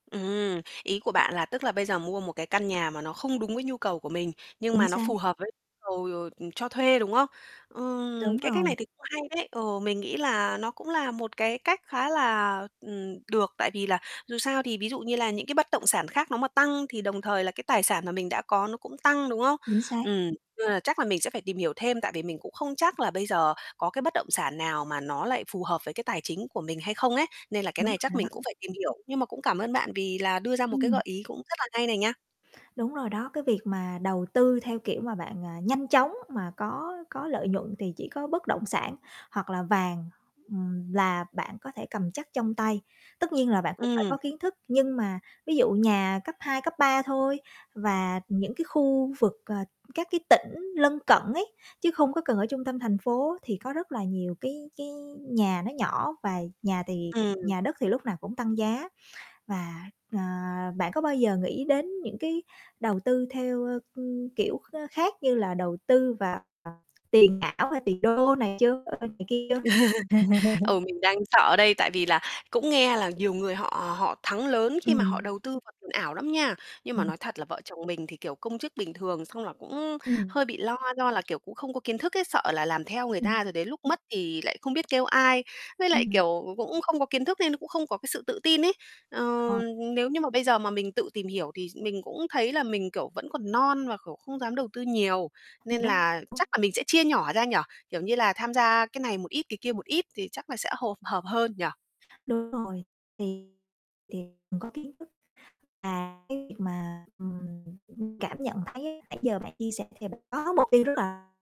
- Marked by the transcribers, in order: other background noise; distorted speech; static; tapping; chuckle; laugh; unintelligible speech
- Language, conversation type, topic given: Vietnamese, advice, Làm thế nào để tôi lập kế hoạch tiết kiệm hiệu quả nhằm mua nhà?